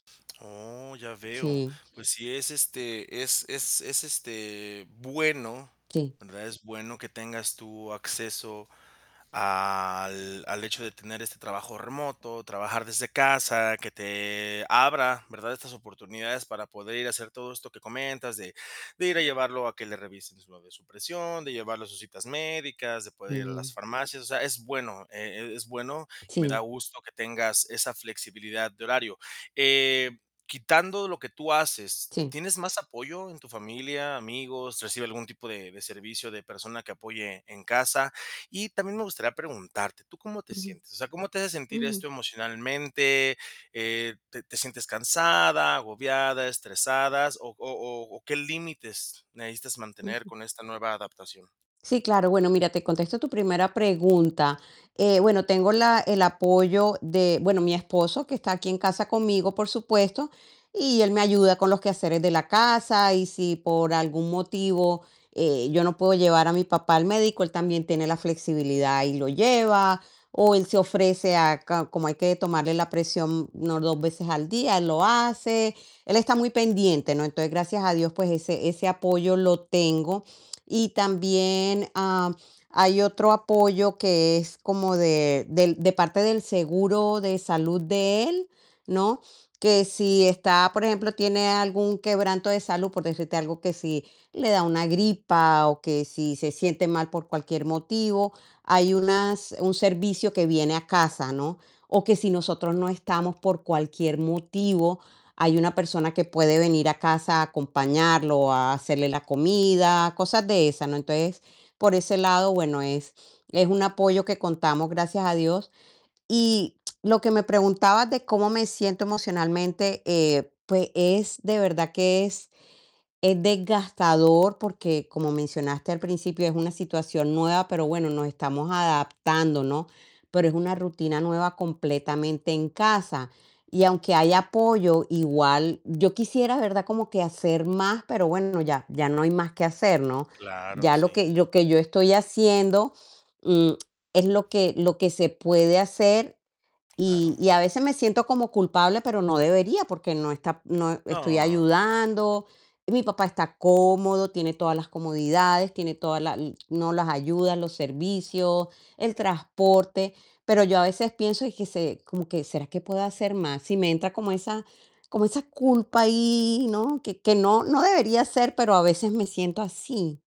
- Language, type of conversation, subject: Spanish, advice, ¿Cómo puedo cuidar a mi papá ya mayor y reorganizar mi vida diaria y mis emociones?
- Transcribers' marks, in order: tapping; distorted speech; drawn out: "al"; other background noise